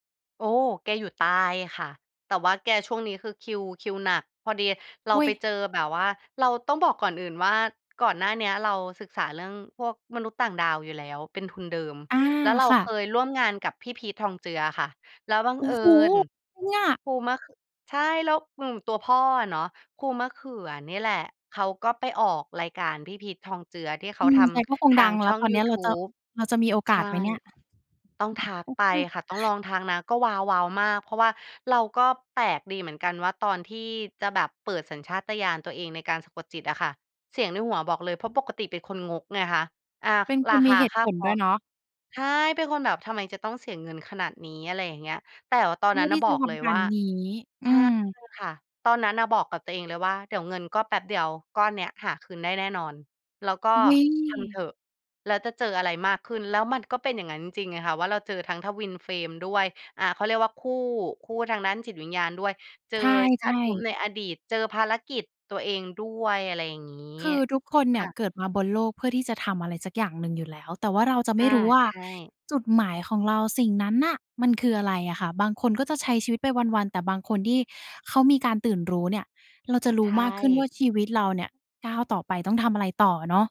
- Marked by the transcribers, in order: chuckle
- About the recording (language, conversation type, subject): Thai, podcast, เราควรปรับสมดุลระหว่างสัญชาตญาณกับเหตุผลในการตัดสินใจอย่างไร?